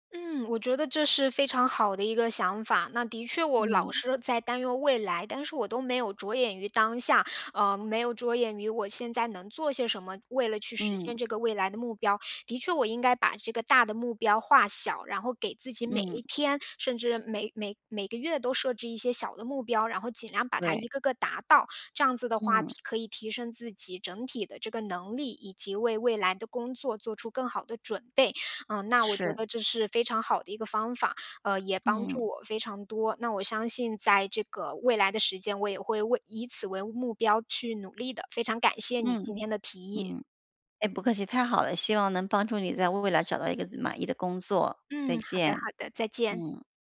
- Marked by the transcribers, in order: none
- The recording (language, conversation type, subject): Chinese, advice, 我老是担心未来，怎么才能放下对未来的过度担忧？